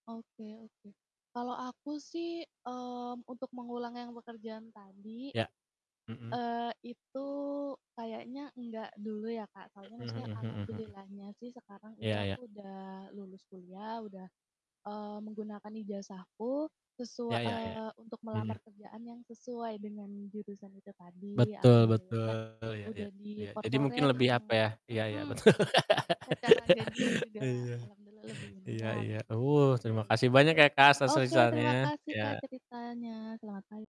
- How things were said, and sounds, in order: static; other background noise; distorted speech; in English: "corporate"; laughing while speaking: "betul. Iya"; laugh; "ceritanya" said as "sesesanya"
- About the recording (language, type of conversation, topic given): Indonesian, unstructured, Apa pengalaman kerja paling berkesan yang pernah kamu alami?